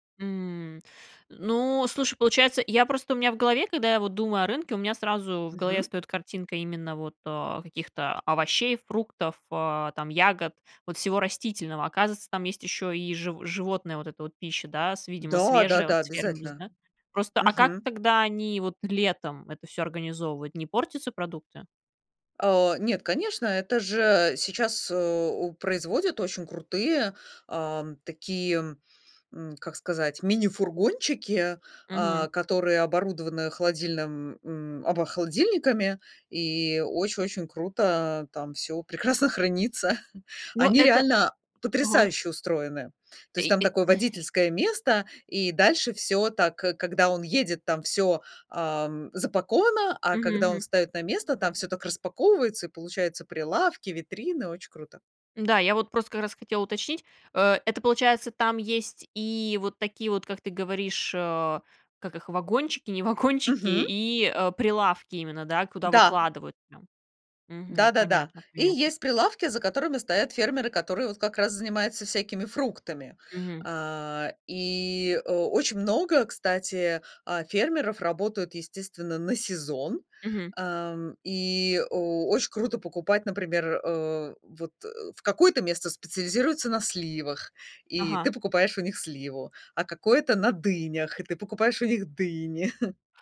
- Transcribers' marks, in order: tapping; laughing while speaking: "прекрасно хранится"; exhale; laughing while speaking: "не вагончики"; chuckle
- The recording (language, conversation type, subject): Russian, podcast, Пользуетесь ли вы фермерскими рынками и что вы в них цените?